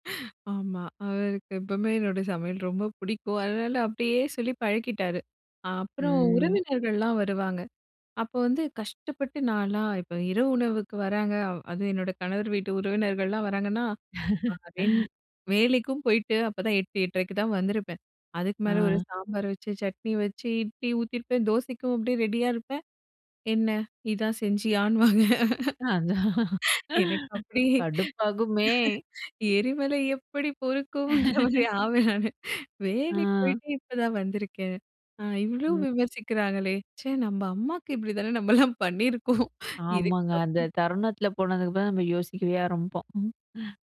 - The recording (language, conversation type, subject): Tamil, podcast, உங்கள் உள்ளே இருக்கும் விமர்சகரை எப்படி சமாளிக்கிறீர்கள்?
- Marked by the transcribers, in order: drawn out: "ம்"; other background noise; laugh; laughing while speaking: "அதான்"; other noise; laughing while speaking: "செஞ்சியான்னுவாங்க"; laugh; laughing while speaking: "எரிமலை எப்டி பொறுக்கும்ன்ற மாரி ஆவேன் நானு"; chuckle